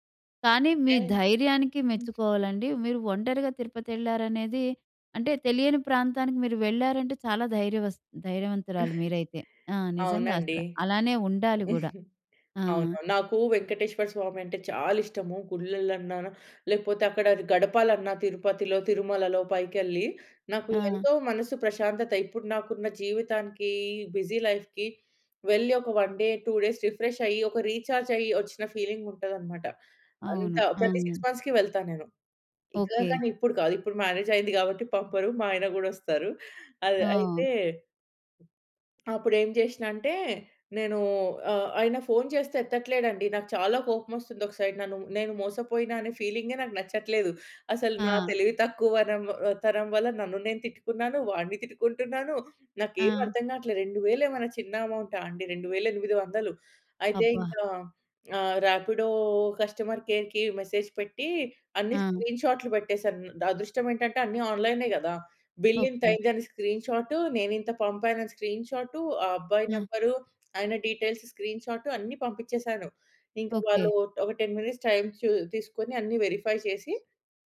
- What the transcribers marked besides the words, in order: unintelligible speech; chuckle; in English: "బిజీ లైఫ్‌కి"; in English: "వన్ డే, టూ డేస్ రిఫ్రెష్"; in English: "రీచార్జ్"; in English: "ఫీలింగ్"; in English: "సిక్స్ మంత్స్‌కి"; in English: "మ్యారేజ్"; in English: "సైడ్"; in English: "ఫీలింగె"; in English: "రాపిడో కస్టమర్ కేర్‌కి మెసేజ్"; in English: "బిల్"; in English: "స్క్రీన్ షాట్"; in English: "స్క్రీన్ షాట్"; in English: "డీటెయిల్స్ స్క్రీన్ షాట్"; in English: "టెన్ మినిట్స్"; in English: "వెరిఫై"
- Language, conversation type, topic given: Telugu, podcast, టాక్సీ లేదా ఆటో డ్రైవర్‌తో మీకు ఏమైనా సమస్య ఎదురయ్యిందా?